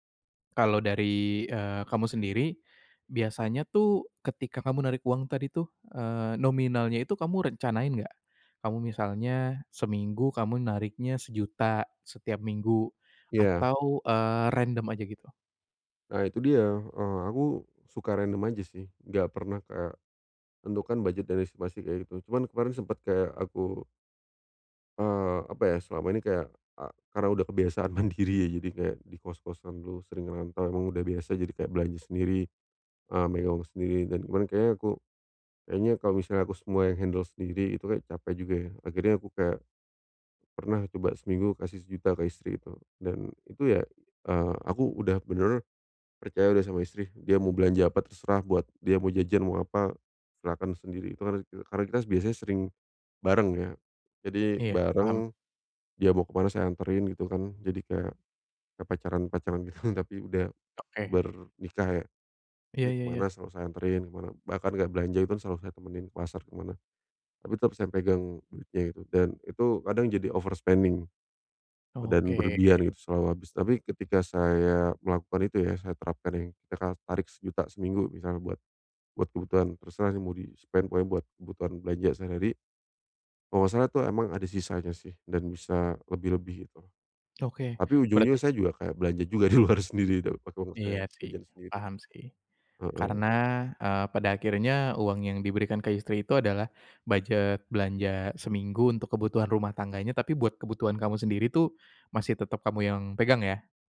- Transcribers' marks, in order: other background noise; laughing while speaking: "mandiri"; tapping; in English: "handle"; laughing while speaking: "gitu"; in English: "overspending"; in English: "spend"; laughing while speaking: "di luar"
- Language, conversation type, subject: Indonesian, advice, Bagaimana cara menetapkan batas antara kebutuhan dan keinginan agar uang tetap aman?